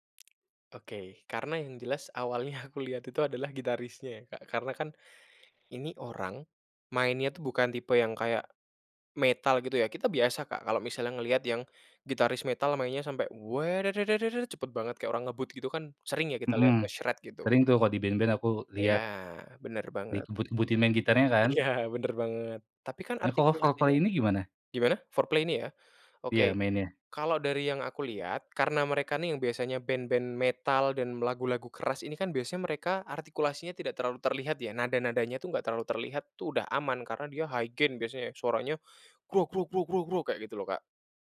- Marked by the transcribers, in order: tapping; humming a tune; in English: "high gen"; other noise
- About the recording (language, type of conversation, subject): Indonesian, podcast, Lagu apa yang pertama kali membuat kamu jatuh cinta pada musik?